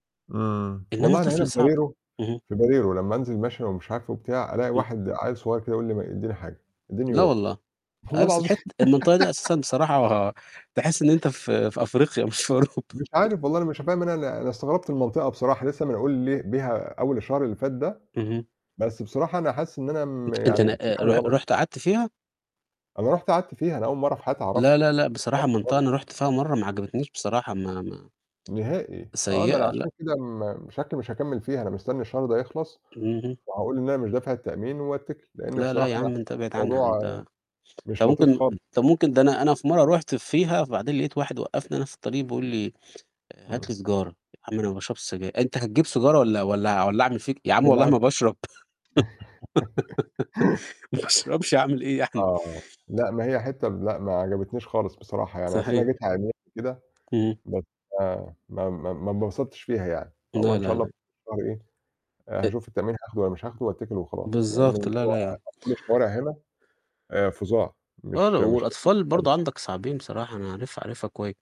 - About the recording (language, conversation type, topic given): Arabic, unstructured, إيه إحساسك تجاه الأطفال اللي عايشين في الشوارع؟
- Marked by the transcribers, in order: static; laughing while speaking: "والله العظيم"; laugh; laughing while speaking: "مش في أوروبا"; chuckle; tapping; distorted speech; other noise; laugh; laughing while speaking: "ما باشربش أعمل إيه يعني؟"; unintelligible speech; unintelligible speech